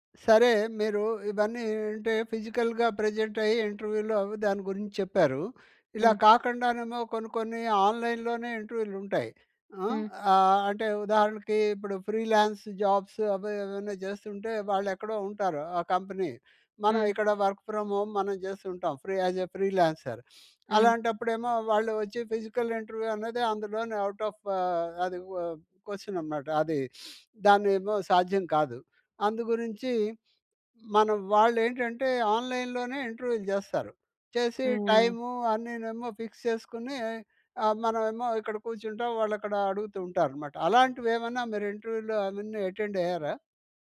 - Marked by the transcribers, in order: in English: "ఫిజికల్‌గా ప్రెజెంట్"; in English: "ఇంటర్వ్యూలో"; in English: "ఆన్‍లైన్‍లోనే"; in English: "ఫ్రీలాన్స్ జాబ్స్"; in English: "కంపెనీ"; in English: "వర్క్ ఫ్రామ్ హోమ్"; in English: "ఫ్రీ యాస్ ఎ ఫ్రీలాన్సర్"; in English: "ఫిజికల్ ఇంటర్వ్యూ"; in English: "ఔట్ ఆఫ్"; in English: "క్వెషన్"; in English: "ఆన్‍లైన్‍లోనే"; in English: "ఫిక్స్"; in English: "ఇంటర్వ్యూలో"; in English: "అటెండ్"
- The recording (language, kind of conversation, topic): Telugu, podcast, ఇంటర్వ్యూకి ముందు మీరు ఎలా సిద్ధమవుతారు?